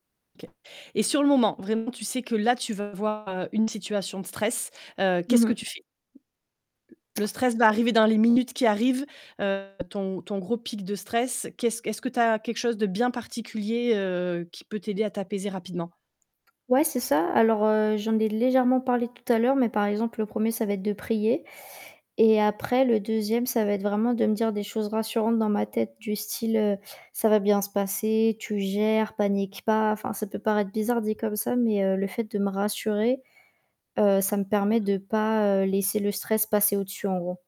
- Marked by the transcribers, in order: distorted speech; static; tapping; other background noise
- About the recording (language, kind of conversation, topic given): French, podcast, Comment gères-tu ton stress au quotidien ?